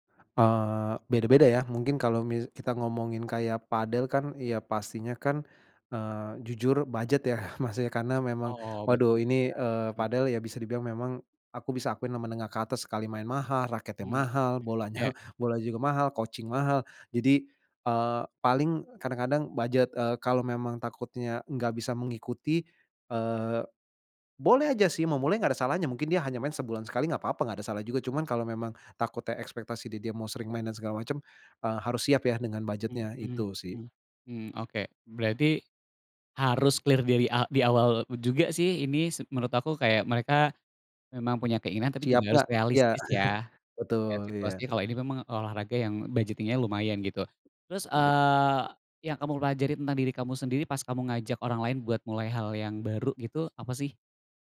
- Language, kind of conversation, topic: Indonesian, podcast, Apa langkah pertama yang kamu lakukan saat ada orang yang ingin ikut mencoba?
- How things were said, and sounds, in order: laughing while speaking: "bolanya"; other background noise; in English: "coaching"; in English: "clear"; chuckle; in English: "budgeting"